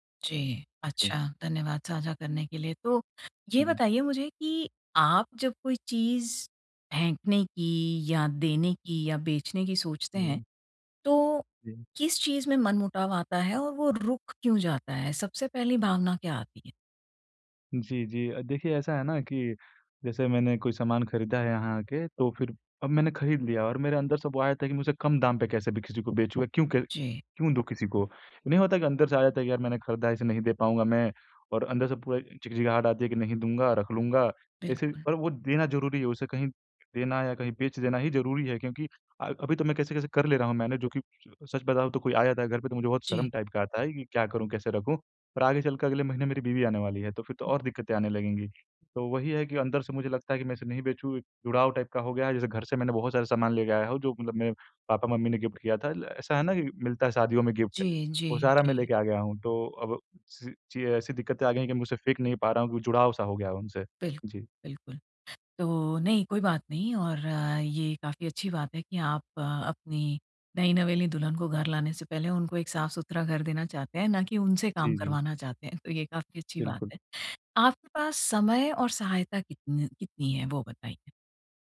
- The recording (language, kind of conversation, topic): Hindi, advice, मैं अपने घर की अनावश्यक चीज़ें कैसे कम करूँ?
- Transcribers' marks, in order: in English: "मैनेज"; in English: "टाइप"; in English: "टाइप"; in English: "गिफ़्ट"; in English: "गिफ़्ट"